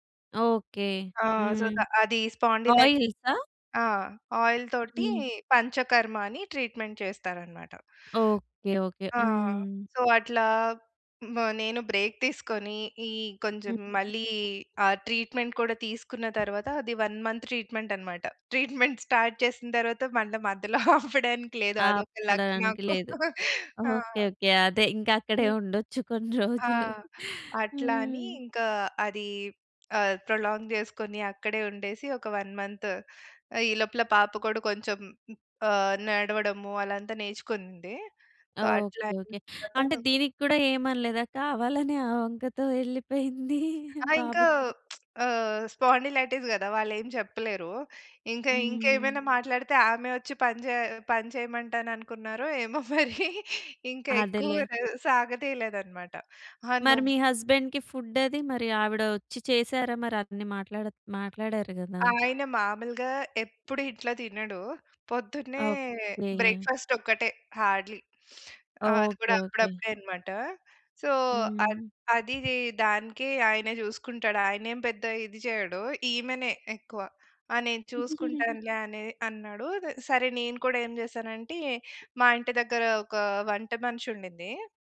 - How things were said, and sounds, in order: in English: "సో"; in English: "ఆయిల్సా?"; in English: "స్పాండిలైట్"; in English: "ఆయిల్"; other noise; in English: "ట్రీట్మెంట్"; in English: "సో"; in English: "బ్రేక్"; in English: "ట్రీట్మెంట్"; in English: "వన్ మంత్"; in English: "ట్రీట్మెంట్ స్టార్ట్"; laughing while speaking: "మధ్యలో ఆపడానికి లేదు. అదొక లక్ నాకు"; in English: "లక్"; chuckle; in English: "ప్రొలాంగ్"; in English: "వన్ మంత్"; in English: "సో"; giggle; lip smack; in English: "స్పాండిలైటిస్"; chuckle; in English: "హస్బెండ్‌కి ఫుడ్"; tapping; in English: "హార్డ్‌లీ"; sniff; in English: "సో"; chuckle
- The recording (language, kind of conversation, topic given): Telugu, podcast, నిరంతర ఒత్తిడికి బాధపడినప్పుడు మీరు తీసుకునే మొదటి మూడు చర్యలు ఏవి?